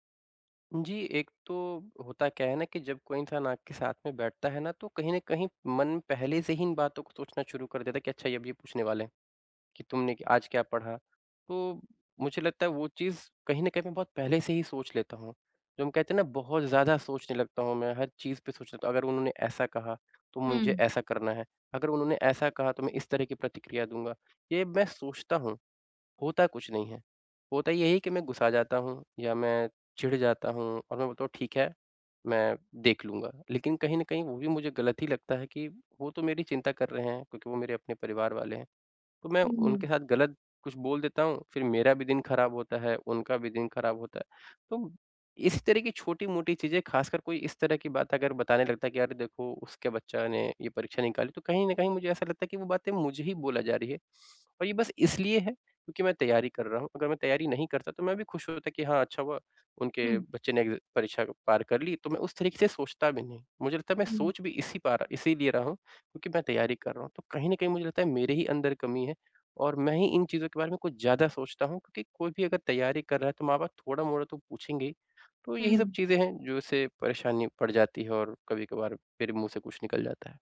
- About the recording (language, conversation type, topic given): Hindi, advice, मैं अपने भावनात्मक ट्रिगर और उनकी प्रतिक्रियाएँ कैसे पहचानूँ?
- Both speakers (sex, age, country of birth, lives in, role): female, 25-29, India, India, advisor; male, 25-29, India, India, user
- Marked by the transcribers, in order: sniff